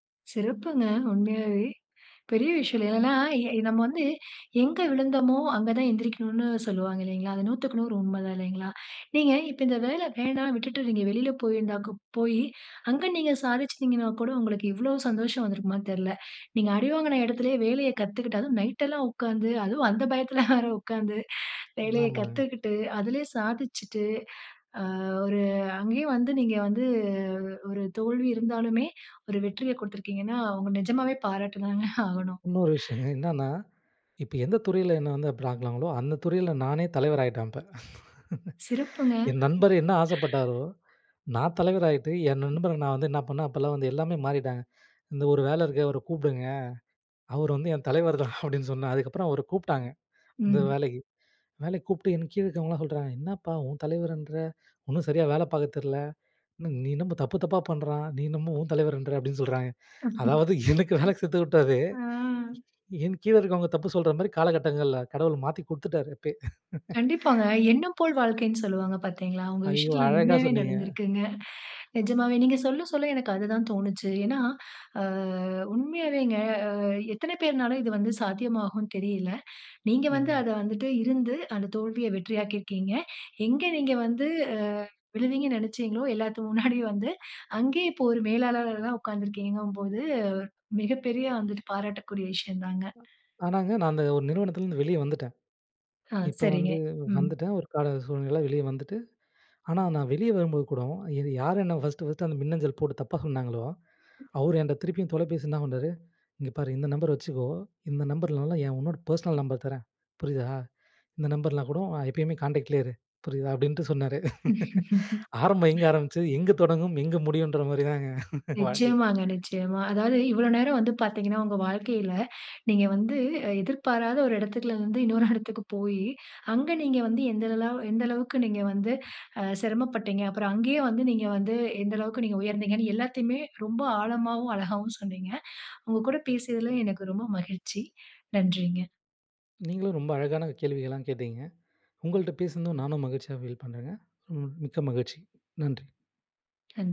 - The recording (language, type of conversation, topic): Tamil, podcast, தோல்விகள் உங்கள் படைப்பை எவ்வாறு மாற்றின?
- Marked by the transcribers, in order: tapping; in English: "ஆஸம்"; "நாம்" said as "நம்ம"; "விட்டு" said as "விட்டுட்டு"; other background noise; chuckle; laughing while speaking: "ஆகணும்"; "ஆக்குனாங்களோ" said as "ஆக்னாங்களோ"; "ஆகிட்டேன்" said as "ஆயிட்டன்"; chuckle; laughing while speaking: "என் தலைவர்தான் அப்டின்னு சொன்னேன்"; "தெரியல" said as "தெர்ல"; unintelligible speech; laughing while speaking: "அதாவது எனக்கு வேலைக்கு கத்துகுடுத்தவரே"; "கொடுத்துட்டாரு" said as "குத்துட்டாரு"; laugh; laughing while speaking: "ஐயோ! அழகா சொன்னிங்க"; drawn out: "அ"; "பொழுது" said as "போது"; in English: "பர்ஸ்னல் நம்பர்"; in English: "காண்டக்ட்லயே"; laugh; chuckle; chuckle; in English: "ஃபீல்"; "நன்றி" said as "நன்"